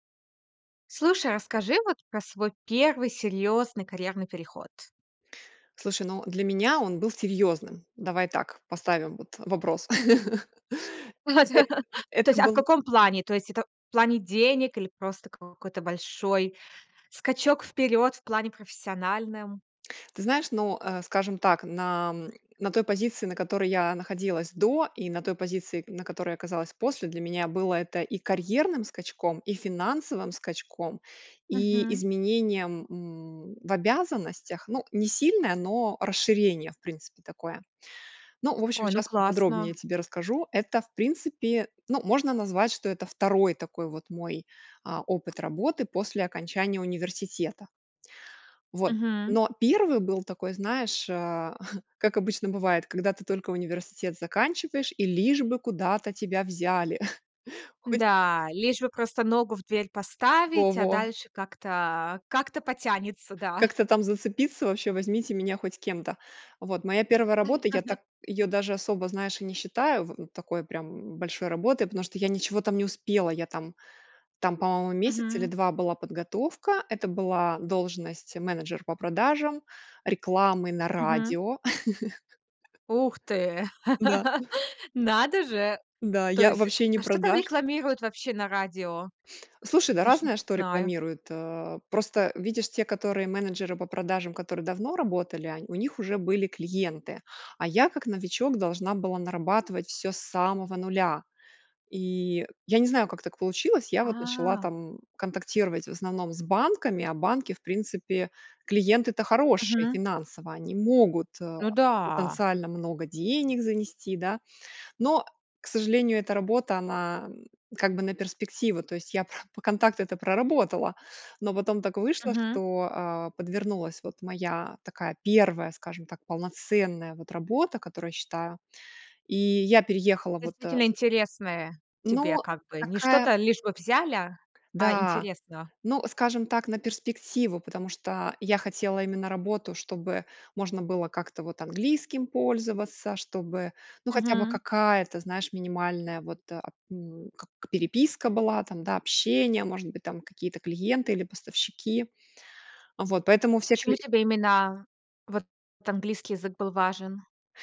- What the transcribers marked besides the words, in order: laugh; tapping; chuckle; chuckle; laugh; laugh; laugh; other background noise
- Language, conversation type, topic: Russian, podcast, Как произошёл ваш первый серьёзный карьерный переход?